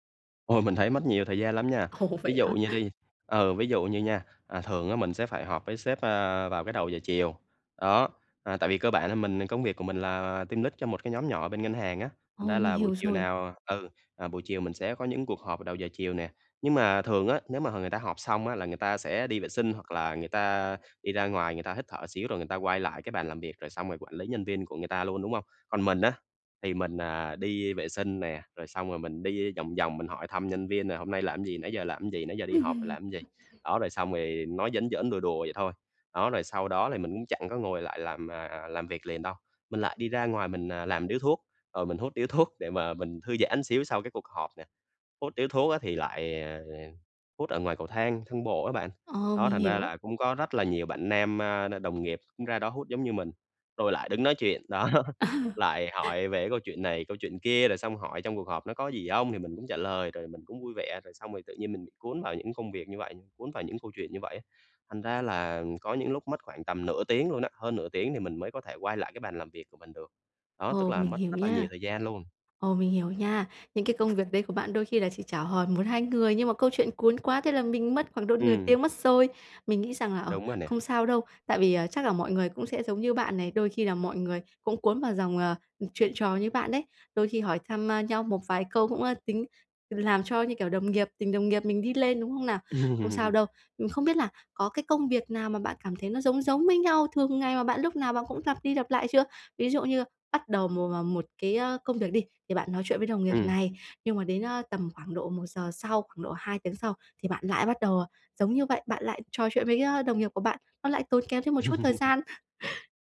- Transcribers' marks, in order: laughing while speaking: "Ồ"; in English: "team lead"; chuckle; other background noise; laughing while speaking: "đó"; chuckle; tapping; chuckle; chuckle
- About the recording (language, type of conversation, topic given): Vietnamese, advice, Làm sao để giảm thời gian chuyển đổi giữa các công việc?